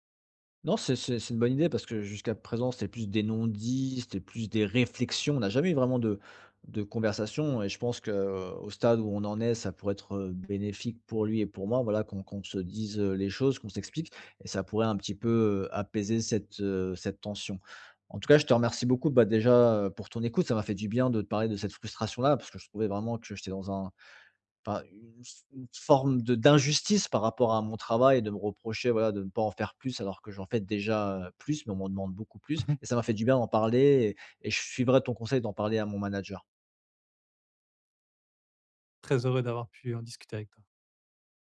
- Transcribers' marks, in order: stressed: "réflexions"; stressed: "d'injustice"
- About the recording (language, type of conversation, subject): French, advice, Comment poser des limites claires entre mon travail et ma vie personnelle sans culpabiliser ?